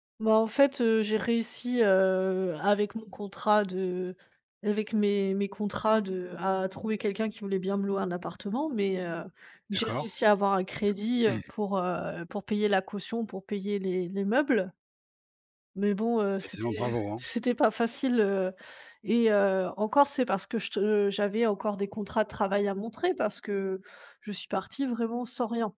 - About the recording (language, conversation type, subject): French, unstructured, Quel est ton avis sur la manière dont les sans-abri sont traités ?
- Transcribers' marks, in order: tapping